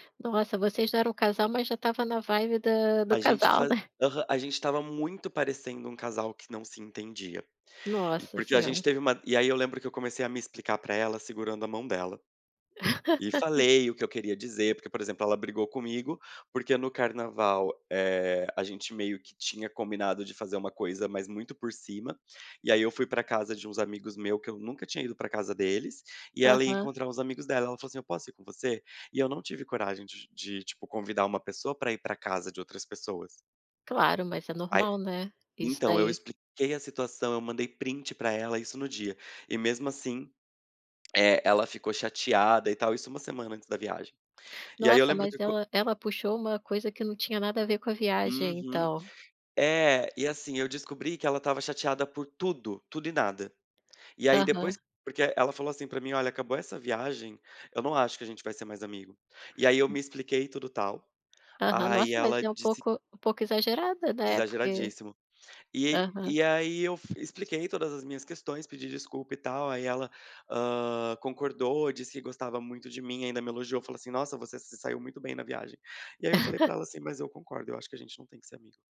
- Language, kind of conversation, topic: Portuguese, podcast, Me conta sobre uma viagem que virou uma verdadeira aventura?
- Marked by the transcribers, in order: laugh; laugh